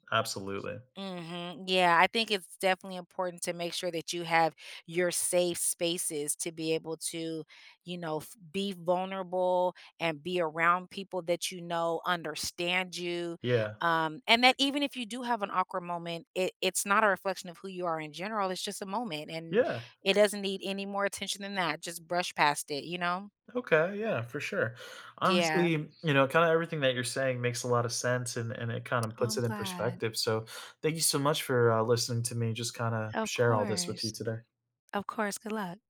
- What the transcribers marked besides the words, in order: none
- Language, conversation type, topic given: English, advice, How can I feel less lonely when I'm surrounded by people?
- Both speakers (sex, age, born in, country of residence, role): female, 45-49, United States, United States, advisor; male, 30-34, United States, United States, user